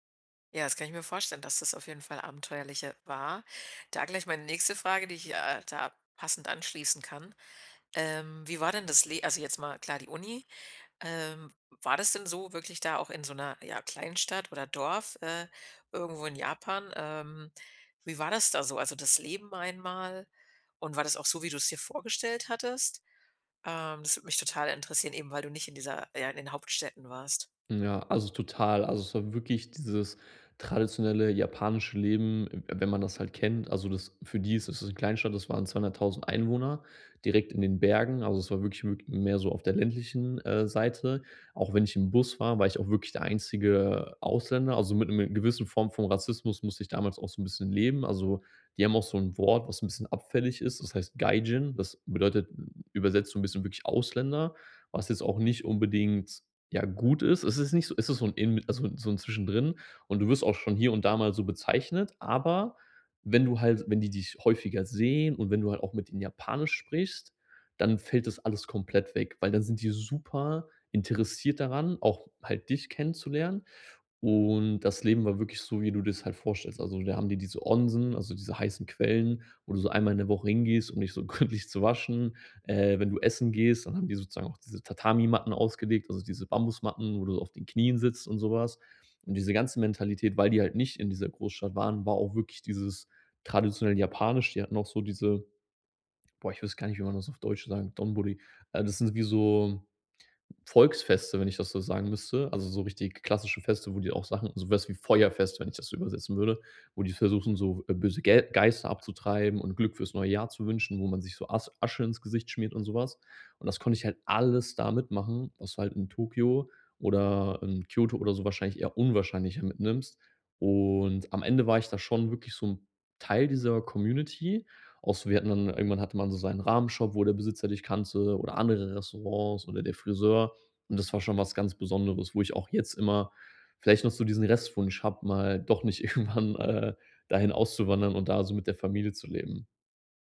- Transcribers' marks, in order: in Japanese: "Gaijin"; in Japanese: "Onsen"; laughing while speaking: "gründlich"; in Japanese: "Donburi"; stressed: "alles"; laughing while speaking: "irgendwann"
- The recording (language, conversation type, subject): German, podcast, Was war deine bedeutendste Begegnung mit Einheimischen?